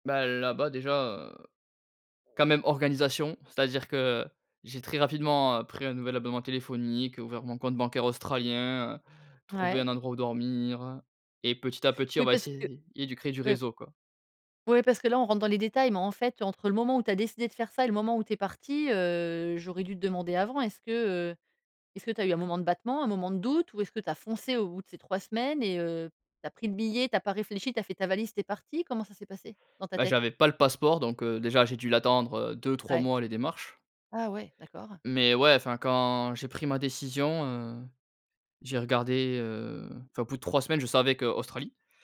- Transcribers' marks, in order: none
- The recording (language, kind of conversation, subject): French, podcast, Quelle décision prise sur un coup de tête s’est révélée gagnante ?